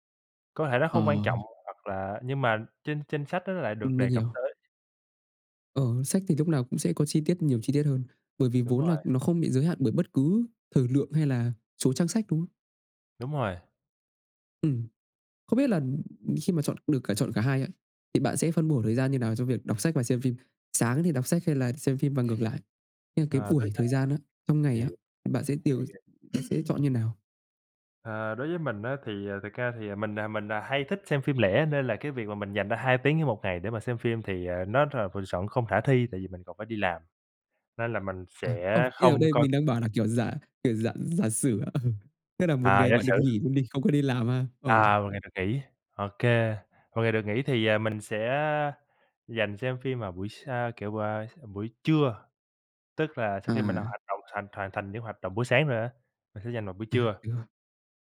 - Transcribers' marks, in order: tapping; other background noise; "chọn" said as "xọn"; laughing while speaking: "Ừ"
- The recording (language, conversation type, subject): Vietnamese, unstructured, Bạn thường dựa vào những yếu tố nào để chọn xem phim hay đọc sách?